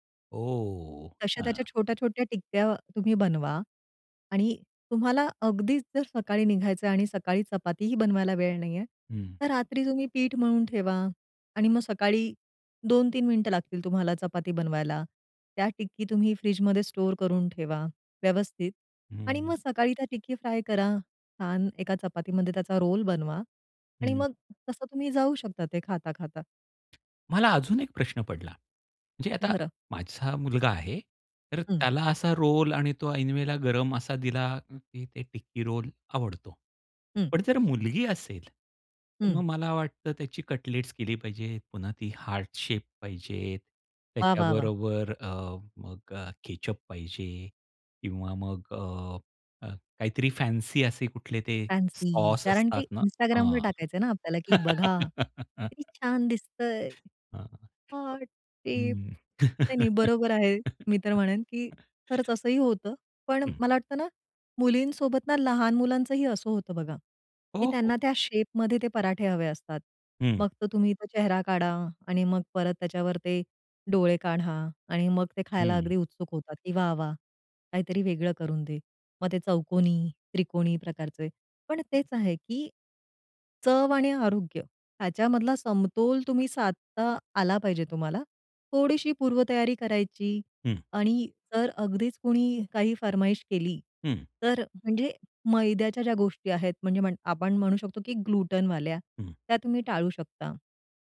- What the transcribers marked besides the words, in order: drawn out: "ओ!"; tapping; other noise; in English: "हार्ट शेप"; in English: "फॅन्सी"; in English: "केचअप"; anticipating: "बघा किती छान दिसत आहे"; in English: "फॅन्सी"; laugh; unintelligible speech; laugh; unintelligible speech; in English: "ग्लुटेनवाल्या"
- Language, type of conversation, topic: Marathi, podcast, चव आणि आरोग्यात तुम्ही कसा समतोल साधता?